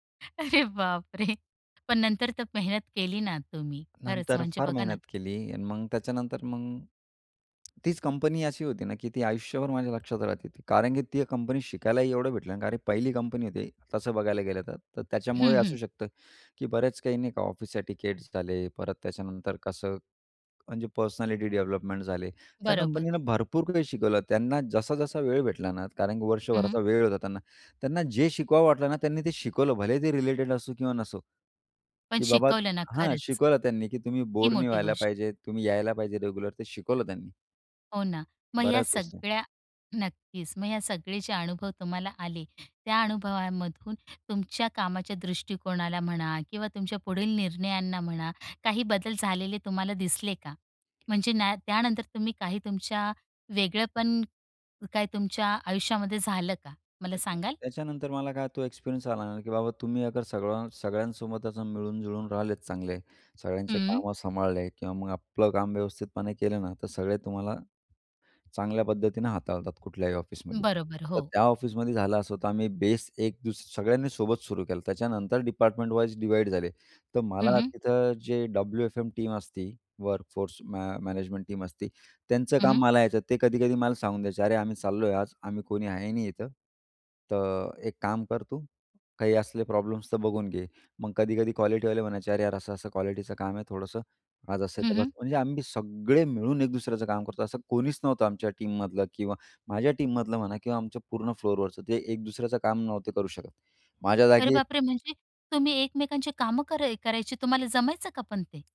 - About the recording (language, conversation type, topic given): Marathi, podcast, तुमच्या कामाच्या प्रवासात तुम्हाला सर्वात जास्त समाधान देणारा क्षण कोणता होता?
- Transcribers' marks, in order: laughing while speaking: "अरे, बापरे!"; tapping; tongue click; other background noise; in English: "एटिकेटस"; in English: "पर्सनॅलिटी"; in English: "रेग्युलर"; in English: "बेस"; in English: "वाईज डिव्हाईड"; in English: "टीम"; in English: "टीम"; in English: "टीममधलं"; in English: "टीममधलं"; surprised: "अरे, बापरे! म्हणजे तुम्ही एकमेकांची कामं करा करायची"; anticipating: "तुम्हाला जमायचं का पण ते?"